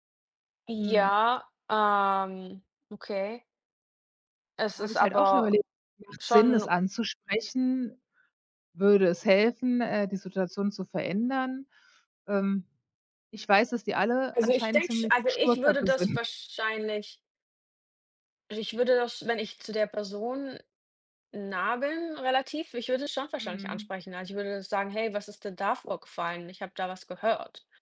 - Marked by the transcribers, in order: laughing while speaking: "sind"
- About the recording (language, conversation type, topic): German, unstructured, Wie gehst du mit Konflikten in der Familie um?